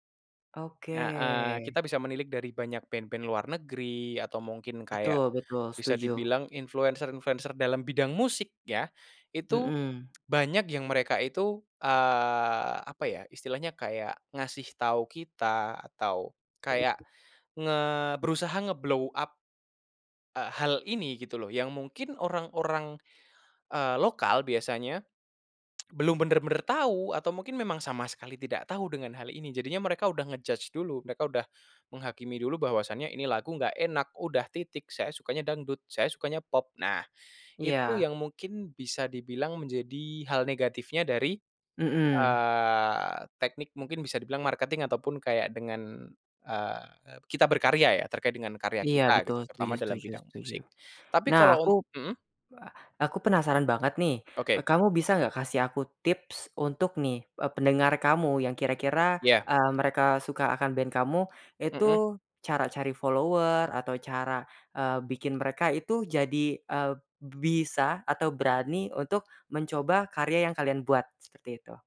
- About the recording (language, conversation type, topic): Indonesian, podcast, Bagaimana media sosial dan influencer membentuk selera musik orang?
- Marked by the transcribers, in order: tongue click; in English: "ngeblow up"; in English: "ngejudge"; in English: "follower"